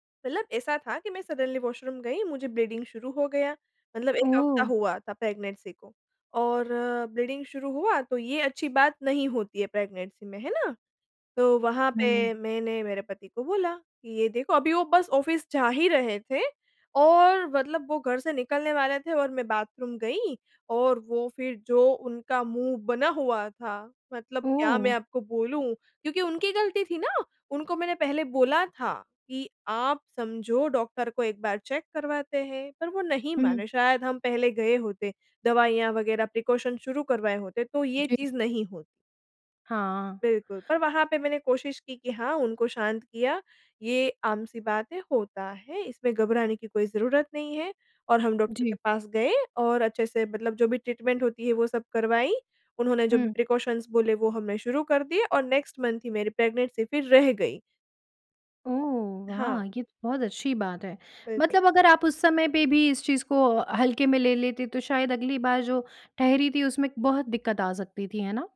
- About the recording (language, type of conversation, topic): Hindi, podcast, क्या आपने कभी किसी आपातकाल में ठंडे दिमाग से काम लिया है? कृपया एक उदाहरण बताइए।
- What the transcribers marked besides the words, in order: in English: "सडनली वॉशरूम"; in English: "ब्लीडिंग"; in English: "प्रेग्नेंसी"; in English: "ब्लीडिंग"; in English: "प्रेग्नेंसी"; in English: "ऑफ़िस"; in English: "बाथरूम"; in English: "चेक"; in English: "प्रिकॉशन"; in English: "ट्रीटमेंट"; in English: "प्रिकॉशन्स"; in English: "नेक्स्ट मंथ"; in English: "प्रेग्नेंसी"